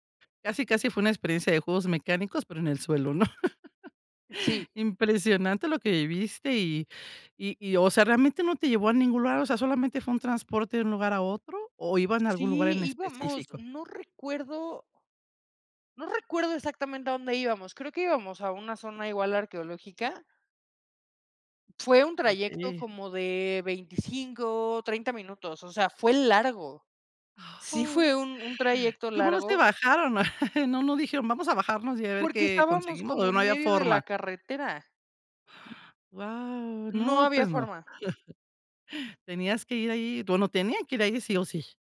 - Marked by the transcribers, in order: laughing while speaking: "¿no?"; chuckle; chuckle; chuckle
- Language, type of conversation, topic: Spanish, podcast, ¿Tienes trucos para viajar barato sin sufrir?